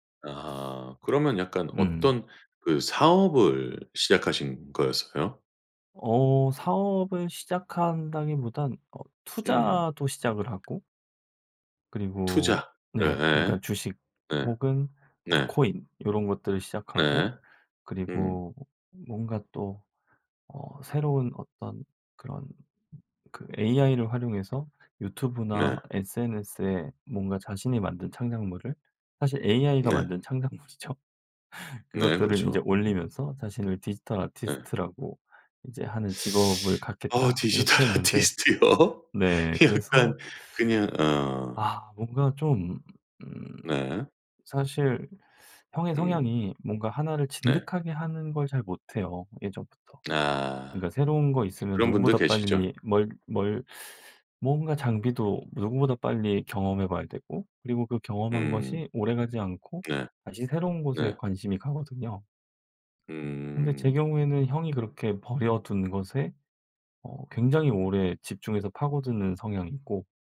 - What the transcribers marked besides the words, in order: other background noise; laughing while speaking: "창작물이죠"; teeth sucking; laughing while speaking: "디지털 아티스트요? 약간"; tapping
- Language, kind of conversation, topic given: Korean, podcast, 가족에게 진실을 말하기는 왜 어려울까요?